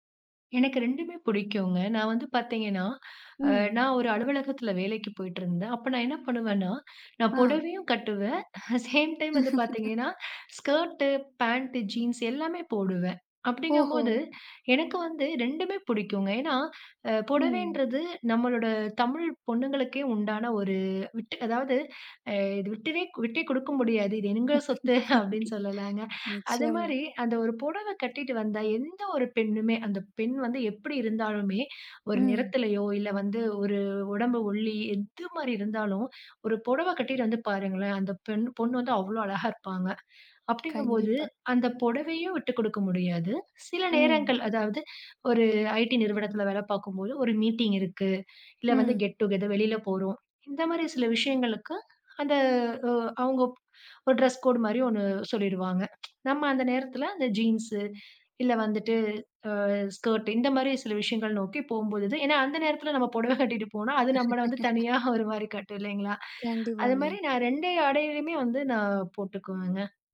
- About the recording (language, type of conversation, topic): Tamil, podcast, உங்கள் ஆடைகள் உங்கள் தன்னம்பிக்கையை எப்படிப் பாதிக்கிறது என்று நீங்கள் நினைக்கிறீர்களா?
- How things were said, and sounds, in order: laugh; laughing while speaking: "சேம் டைம் வந்து"; laughing while speaking: "சொத்து அப்டின்னு சொல்லலாம்ங்க"; laugh; in English: "மீட்டிங்"; in English: "கெட் டு கெதர்"; in English: "டிரஸ் கோடு"; tsk; laughing while speaking: "நேரத்துல நம்ம பொடவ கட்டிட்டு"; laugh